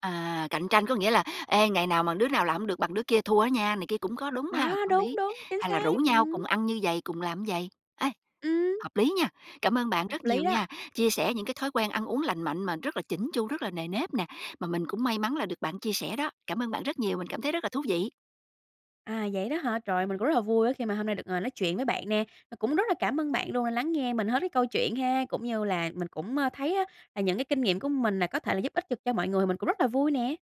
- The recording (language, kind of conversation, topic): Vietnamese, podcast, Bạn giữ thói quen ăn uống lành mạnh bằng cách nào?
- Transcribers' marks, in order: dog barking